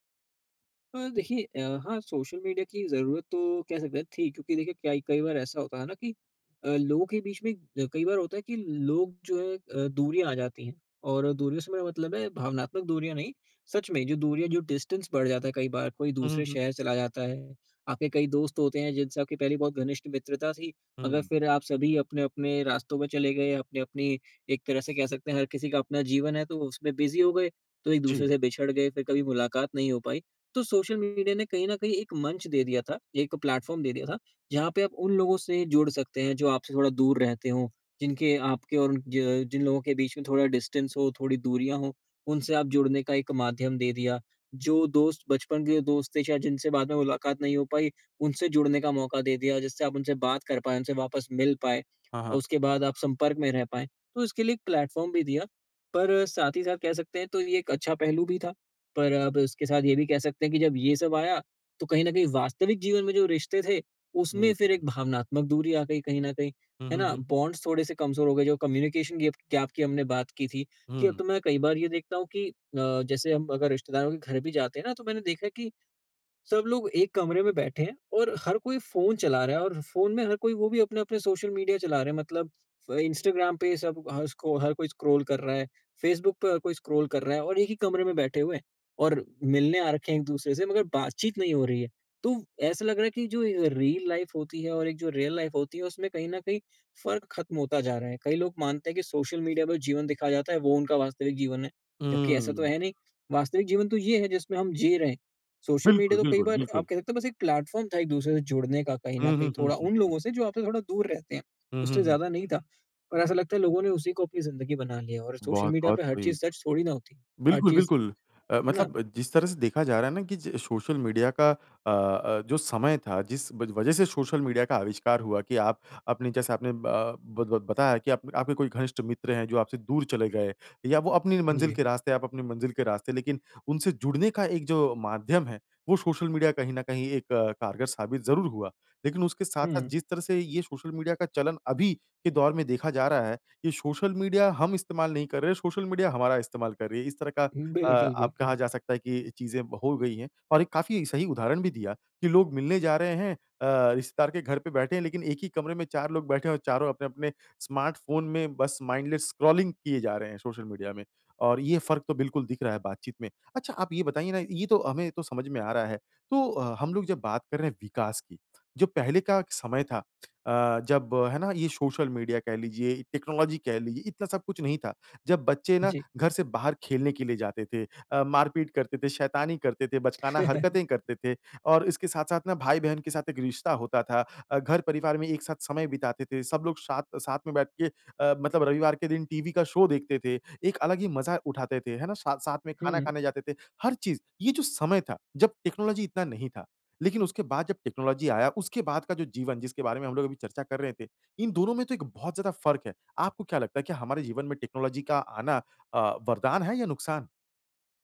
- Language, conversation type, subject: Hindi, podcast, सोशल मीडिया ने हमारी बातचीत और रिश्तों को कैसे बदल दिया है?
- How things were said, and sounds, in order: in English: "डिस्टेंस"; in English: "बिज़ी"; in English: "डिस्टेंस"; in English: "बॉन्ड्स"; in English: "कम्युनिकेशन"; in English: "गैप"; in English: "लाइफ"; in English: "रियल लाइफ"; in English: "स्मार्टफ़ोन"; in English: "माइंडलेस"; tapping; in English: "टेक्नोलॉजी"; chuckle; in English: "शो"; in English: "टेक्नोलॉजी"; in English: "टेक्नोलॉज़ी"; in English: "टेक्नोलॉजी"